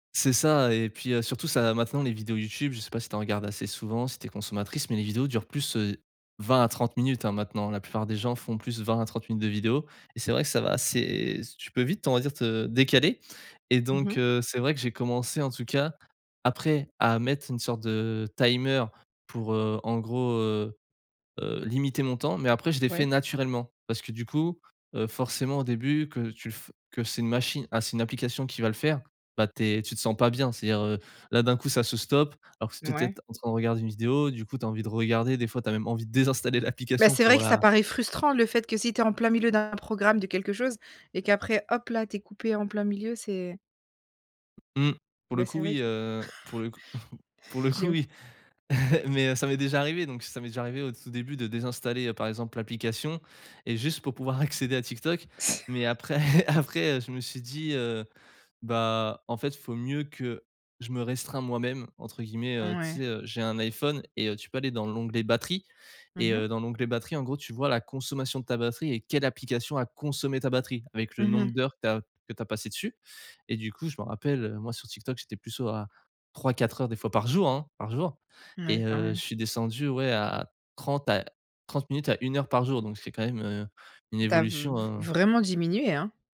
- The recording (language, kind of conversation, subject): French, podcast, Comment éviter de scroller sans fin le soir ?
- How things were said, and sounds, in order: in English: "timer"; laughing while speaking: "désinstaller l'application"; tapping; chuckle; laughing while speaking: "après après"; chuckle